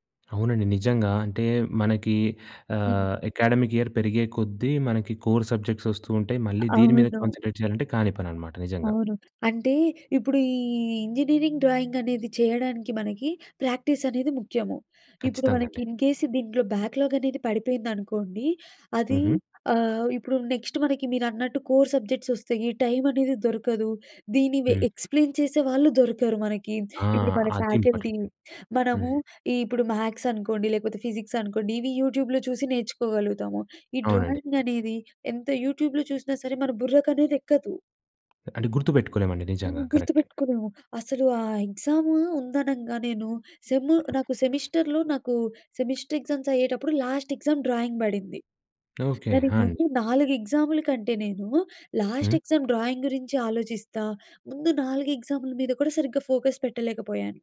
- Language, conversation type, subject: Telugu, podcast, పిల్లల ఒత్తిడిని తగ్గించేందుకు మీరు అనుసరించే మార్గాలు ఏమిటి?
- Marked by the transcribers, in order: in English: "అకాడమిక్ ఇయర్"; in English: "కోర్ సబ్జెక్ట్స్"; in English: "కాన్సంట్రేట్"; drawn out: "ఈ"; in English: "డ్రాయింగ్"; in English: "ప్రాక్టీస్"; in English: "ఇన్ కేస్"; in English: "బ్యాక్‌లాగ్"; in English: "నెక్స్ట్"; in English: "కోర్ సబ్జెక్ట్స్"; in English: "ఎక్స్‌ప్లెయిన్"; in English: "ఫ్యాకల్టీ"; in English: "మ్యాథ్స్"; in English: "ఫిజిక్స్"; in English: "యూట్యూబ్‍లో"; in English: "డ్రాయింగ్"; in English: "యూట్యూబ్‍లో"; in English: "సెమిస్టర్‌లో"; other background noise; in English: "సెమిస్టర్ ఎగ్జామ్స్"; in English: "లాస్ట్ ఎగ్జామ్ డ్రాయింగ్"; in English: "ఎగ్జామ్‌ల"; in English: "లాస్ట్ ఎగ్జామ్ డ్రాయింగ్"; in English: "ఎగ్జామ్‌ల"; in English: "ఫోకస్"